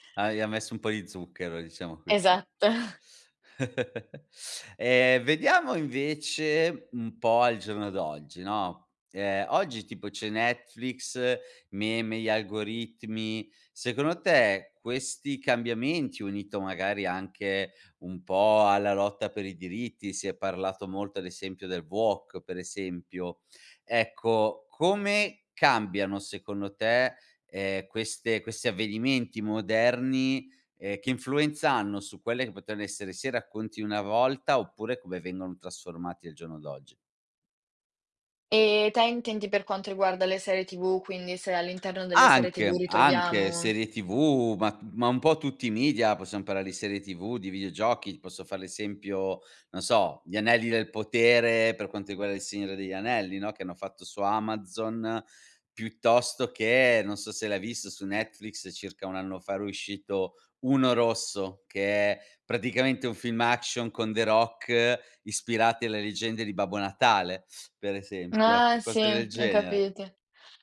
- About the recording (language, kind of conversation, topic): Italian, podcast, Perché alcune storie sopravvivono per generazioni intere?
- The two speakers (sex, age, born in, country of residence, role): female, 18-19, Italy, Italy, guest; male, 40-44, Italy, Italy, host
- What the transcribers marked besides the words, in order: laughing while speaking: "Esatto"; unintelligible speech; giggle; in English: "woke"; "potrebbero" said as "poten"; tapping